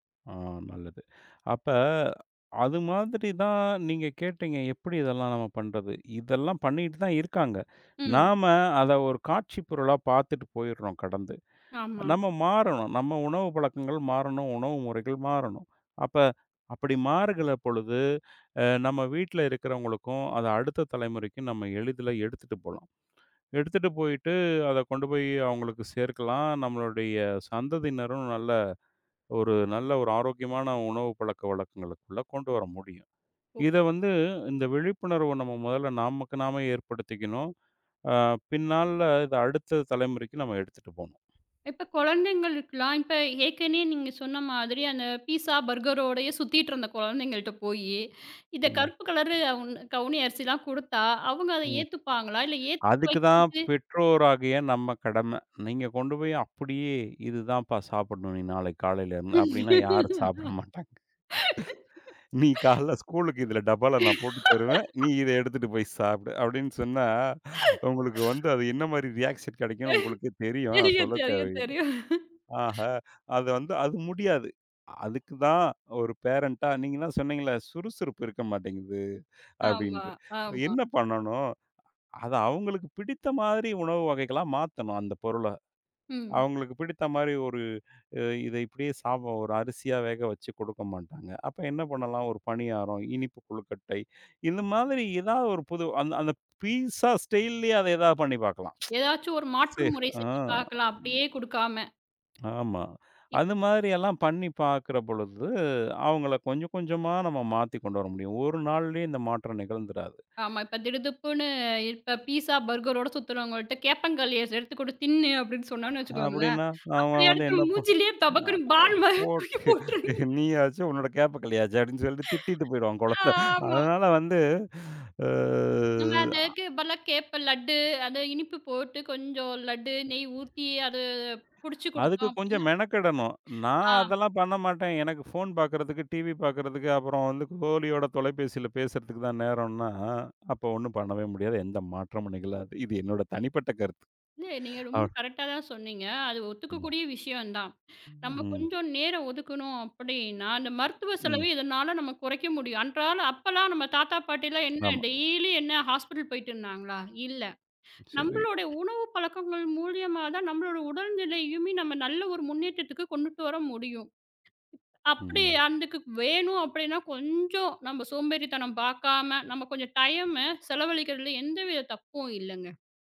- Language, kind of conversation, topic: Tamil, podcast, பாரம்பரிய உணவுகளை அடுத்த தலைமுறைக்கு எப்படிக் கற்றுக்கொடுப்பீர்கள்?
- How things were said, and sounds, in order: tapping; other noise; "மாறுகிற" said as "மாறுகில"; other background noise; in English: "பீட்சா பர்கரோடயே"; laugh; laughing while speaking: "நீ காலையில ஸ்கூலுக்கு இதுல டப்பால … மாரி ரியாக்ஷன் கிடைக்கும்னு"; laugh; laugh; in English: "ரியாக்ஷன்"; laughing while speaking: "தெரியும், தெரியும், தெரியும்"; in English: "பேரண்ட்டா"; laughing while speaking: "என்ன பண்ணணும்?"; "சாப்பிடு" said as "சாபோ"; in English: "பீட்சா ஸ்டைல்லயே"; tsk; in English: "சேஃப்"; in English: "பீட்சா, பர்கரோட"; laughing while speaking: "தபக்குனு பால் மாதிரி தூக்கி போட்டுருவாங்க"; laughing while speaking: "நீயாச்சு உன்னோட கேப்பக்களியாச்சு, அப்படின்னு சொல்லிட்டு திட்டிட்டு போயிருவான் குழந்தை"; laughing while speaking: "ஆமா"; drawn out: "ஆ"; drawn out: "ம்"; "அன்றைக்கு" said as "அந்துக்கு"; in English: "டைம்ம"